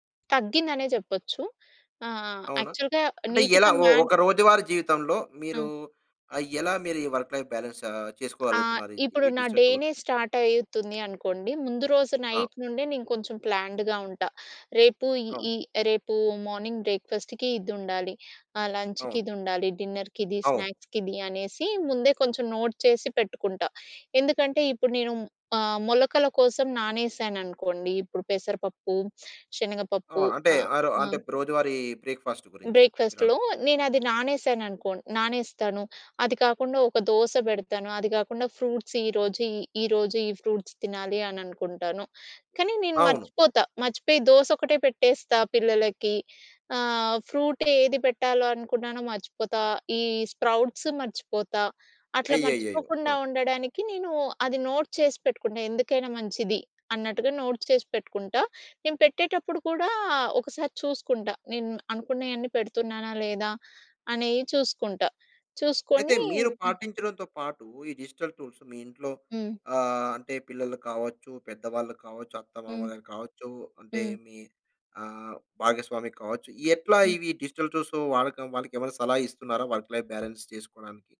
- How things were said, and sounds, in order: in English: "యాక్చువల్‌గా నీట్‌గా"; in English: "వర్క్ లైఫ్ బాలన్స్"; other background noise; in English: "డిజిటల్ టూల్స్‌తో?"; in English: "స్టార్ట్"; in English: "నైట్"; in English: "ప్లాన్డ్‌గా"; in English: "మార్నింగ్ బ్రేక్‌ఫాస్ట్‌కి"; in English: "లంచ్‌కి"; in English: "డిన్నర్‌కి"; in English: "స్నాక్స్‌కి"; in English: "నోట్"; in English: "బ్రేక్‌ఫాస్ట్"; in English: "బ్రేక్‌ఫాస్ట్‌లో"; in English: "ఫ్రూట్స్"; in English: "ఫ్రూట్స్"; in English: "ఫ్రూట్"; in English: "స్ప్రౌట్స్"; in English: "నోట్"; in English: "నోట్"; in English: "డిజిటల్ టూల్స్"; in English: "డిజిటల్ టూల్స్"; in English: "వర్క్ లైఫ్ బాలన్స్"
- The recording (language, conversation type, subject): Telugu, podcast, వర్క్-లైఫ్ బ్యాలెన్స్ కోసం డిజిటల్ టూల్స్ ఎలా సహాయ పడతాయి?